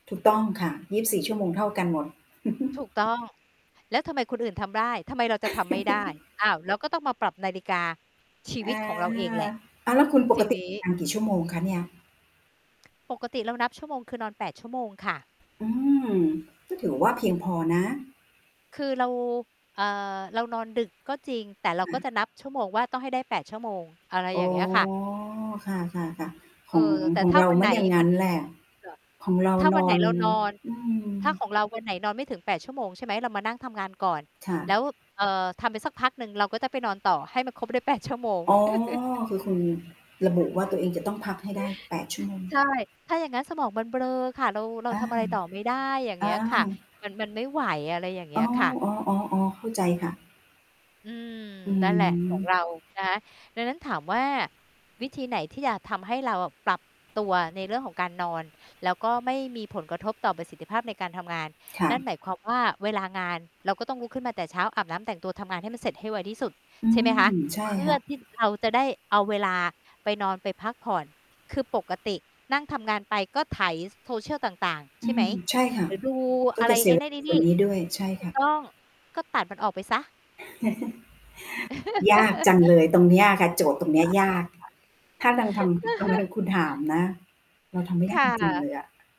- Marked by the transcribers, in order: static; chuckle; tapping; giggle; distorted speech; other noise; chuckle; mechanical hum; chuckle; laugh; chuckle
- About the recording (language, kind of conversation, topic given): Thai, unstructured, คุณคิดว่าการนอนดึกส่งผลต่อประสิทธิภาพในแต่ละวันไหม?